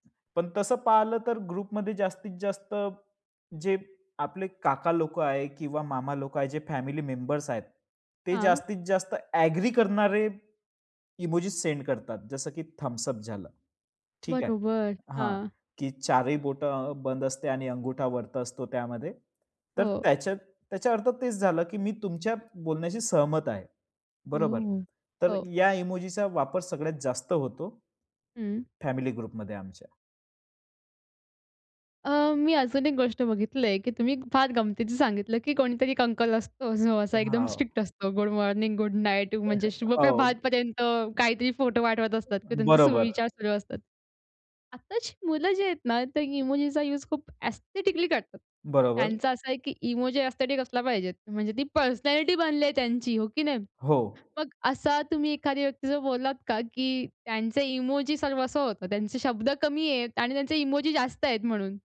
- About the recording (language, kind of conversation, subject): Marathi, podcast, मेसेजमध्ये इमोजी कधी आणि कसे वापरता?
- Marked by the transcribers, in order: other background noise; in English: "ग्रुपमध्ये"; in English: "फॅमिली मेंबर्स"; in English: "ॲग्री"; in English: "इमोजीस सेंड"; in English: "थंब्स अप"; "वरती" said as "वरत"; in English: "इमोजीचा"; in English: "ग्रुपमध्ये"; laughing while speaking: "की कोणीतरी एक अंकल असतो जो असा एकदम स्ट्रिक्ट असतो"; chuckle; in English: "एस्थेटिकली"; in English: "एस्थेटिक"